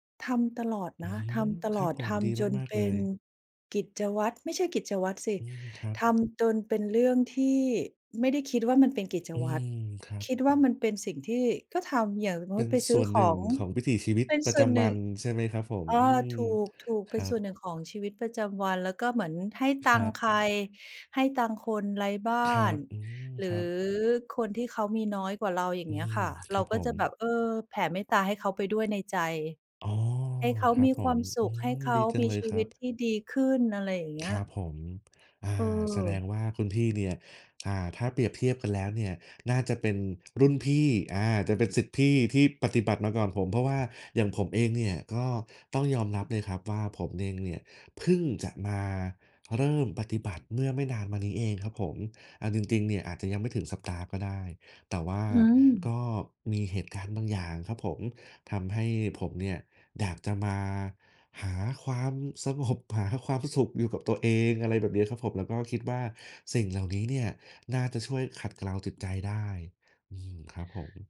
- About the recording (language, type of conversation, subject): Thai, unstructured, คุณรู้สึกอย่างไรเมื่อมีคนล้อเลียนศาสนาของคุณ?
- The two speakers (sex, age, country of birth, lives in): female, 45-49, Thailand, Thailand; male, 30-34, Thailand, Thailand
- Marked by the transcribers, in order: background speech; other background noise; tapping